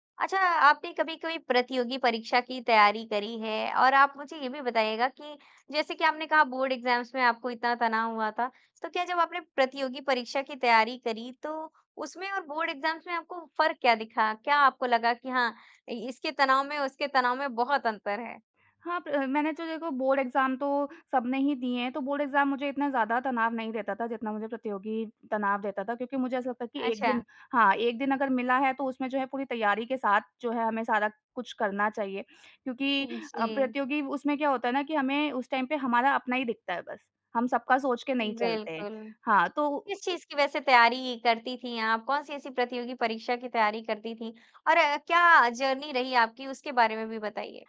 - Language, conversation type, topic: Hindi, podcast, आप परीक्षा के तनाव को कैसे संभालते हैं?
- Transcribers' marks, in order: in English: "एग्ज़ाम्स"; in English: "एग्ज़ाम्स"; in English: "एग्ज़ाम"; in English: "एग्ज़ाम"; in English: "टाइम"; other background noise; in English: "जर्नी"